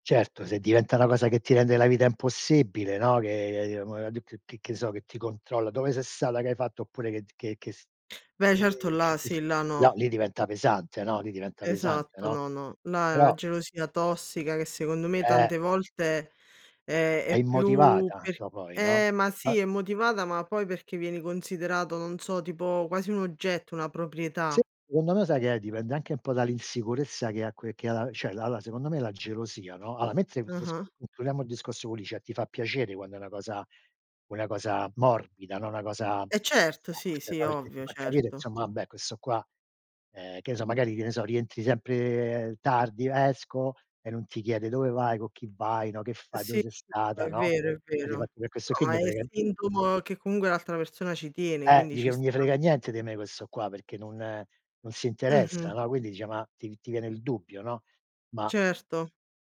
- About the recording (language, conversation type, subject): Italian, unstructured, Perché alcune persone usano la gelosia per controllare?
- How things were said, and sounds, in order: other background noise; "Secondo" said as "seondo"; "Allora" said as "alloa"; "insomma" said as "nsomma"